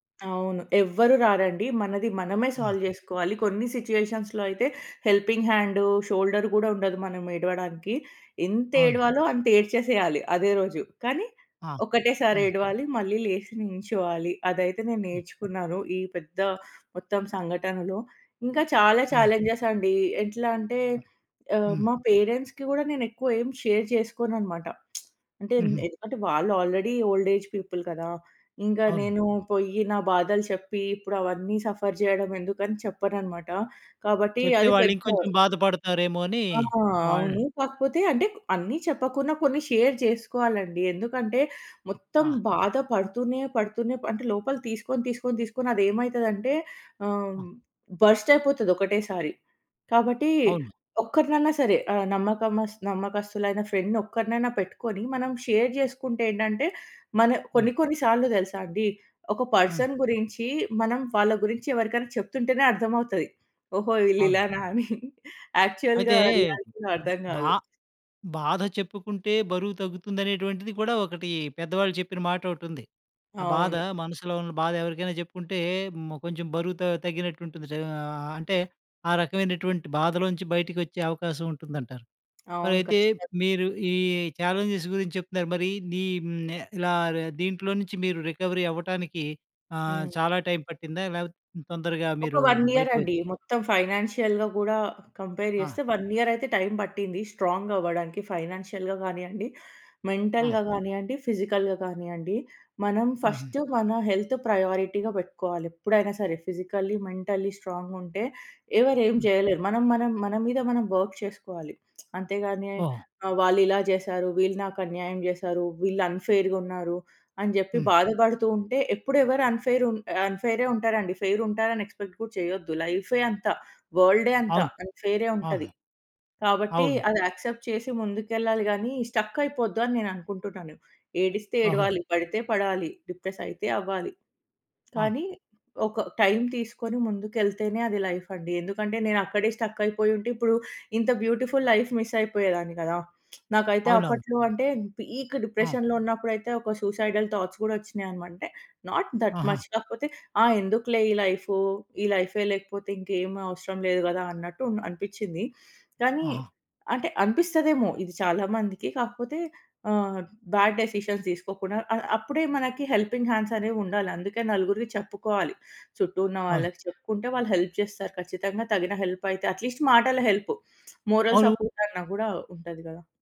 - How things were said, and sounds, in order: in English: "సాల్వ్"; in English: "సిట్యుయేషన్స్‌లో"; in English: "హెల్పింగ్"; in English: "ఛాలెంజెస్"; in English: "పేరెంట్స్‌కి"; in English: "షేర్"; lip smack; in English: "ఆల్రెడీ ఓల్డ్ ఏజ్ పీపుల్"; in English: "సఫర్"; in English: "షేర్"; in English: "బరస్ట్"; in English: "ఫ్రెండ్‌ని"; in English: "షేర్"; in English: "పర్సన్"; laughing while speaking: "వీళ్ళు ఇలానా అని"; in English: "యాక్చువల్‌గా రియాలిటీలో"; in English: "ఛాలెంజెస్"; in English: "రికవరీ"; in English: "వన్ ఇయర్"; in English: "ఫైనాన్షియల్‌గా"; in English: "కంపేర్"; in English: "వన్ ఇయర్"; in English: "టైమ్"; in English: "స్ట్రాంగ్"; in English: "ఫైనాన్షియల్‌గా"; in English: "మెంటల్‌గా"; in English: "ఫిజికల్‌గా"; in English: "హెల్త్ ప్రయారిటీగా"; in English: "ఫిజికల్లి, మెంటల్లి స్ట్రాంగ్‌గా"; in English: "వర్క్"; in English: "అన్‌ఫెయిర్‌గా"; in English: "అన్‌ఫెయిర్"; in English: "ఫెయిర్"; in English: "ఎక్స్‌పెక్ట్"; in English: "యాక్సెప్ట్"; in English: "డిప్రెస్"; in English: "టైమ్"; in English: "లైఫ్"; in English: "స్టక్"; in English: "బ్యూటిఫుల్ లైఫ్ మిస్"; in English: "పీక్ డిప్రెషన్‌లో"; in English: "సూసైడల్ థాట్స్"; in English: "నాట్ దట్ మచ్"; in English: "బ్యాడ్ డెసిషన్"; in English: "హెల్పింగ్ హ్యాండ్స్"; in English: "హెల్ప్"; in English: "హెల్ప్"; in English: "అట్‌లీస్ట్"; in English: "హెల్ప్. మోరల్ సపోర్ట్"
- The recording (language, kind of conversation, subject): Telugu, podcast, మీ కోలుకునే ప్రయాణంలోని అనుభవాన్ని ఇతరులకు కూడా ఉపయోగపడేలా వివరించగలరా?